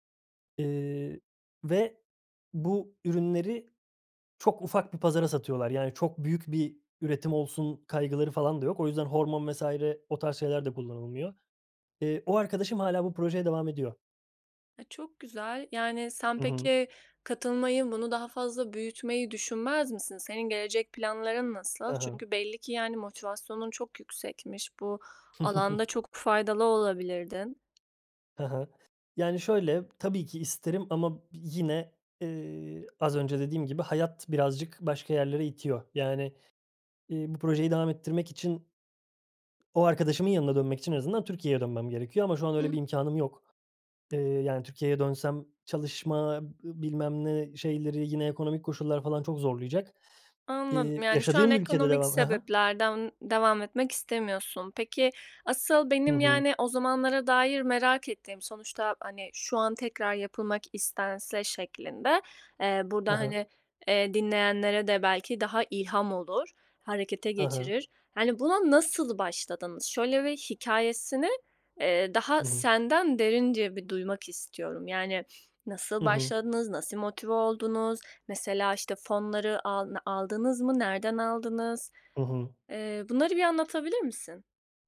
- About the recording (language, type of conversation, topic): Turkish, podcast, En sevdiğin yaratıcı projen neydi ve hikâyesini anlatır mısın?
- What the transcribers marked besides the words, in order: tapping; other background noise; chuckle; other noise